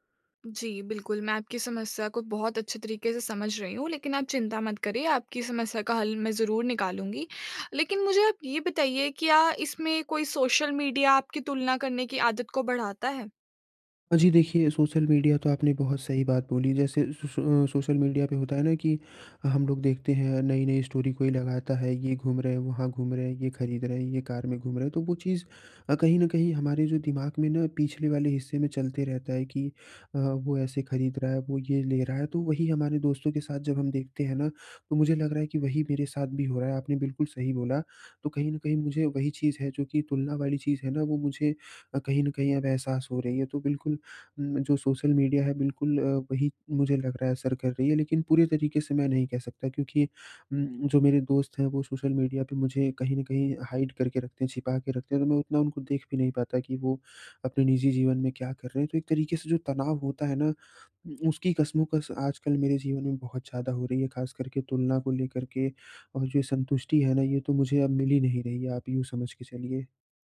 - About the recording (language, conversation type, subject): Hindi, advice, मैं दूसरों से अपनी तुलना कम करके अधिक संतोष कैसे पा सकता/सकती हूँ?
- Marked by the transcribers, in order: in English: "हाइड"